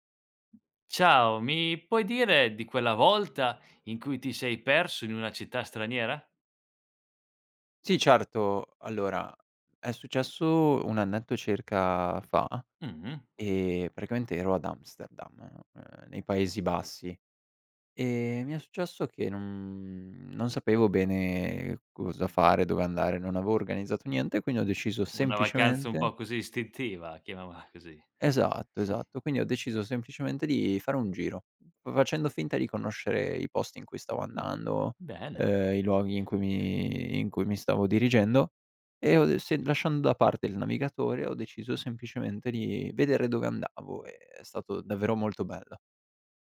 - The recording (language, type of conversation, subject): Italian, podcast, Ti è mai capitato di perderti in una città straniera?
- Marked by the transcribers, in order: stressed: "semplicemente"; chuckle; "facendo" said as "vacendo"